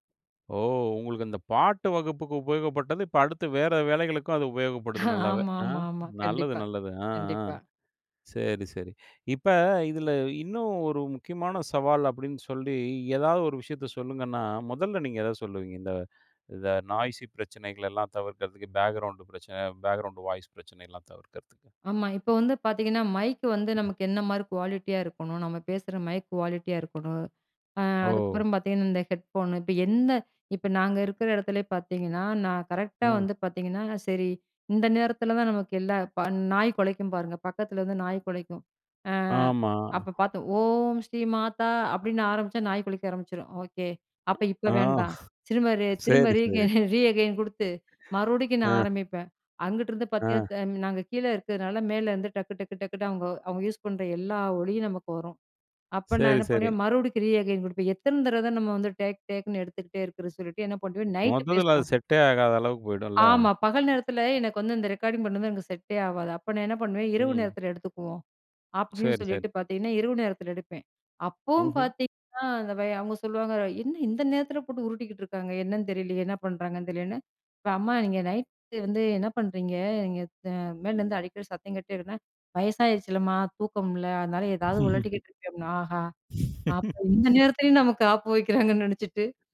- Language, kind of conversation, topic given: Tamil, podcast, வெளியிலிருந்து வரும் சத்தங்கள் அல்லது ஒலி தொந்தரவு ஏற்பட்டால் நீங்கள் என்ன செய்வீர்கள்?
- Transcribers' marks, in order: chuckle; in English: "நாய்சி"; in English: "பேக்கிரவுண்ட்"; in English: "பேக்கிரவுண்ட் வாய்ஸ்"; other noise; in English: "குவாலிட்டியா"; in English: "குவாலிட்டியா"; in English: "ஹெட்ஃபோனு"; singing: "ஓம் ஸ்ரீ மாதா"; in English: "ரீகெயின்"; in English: "ரீஅகெயின்"; laugh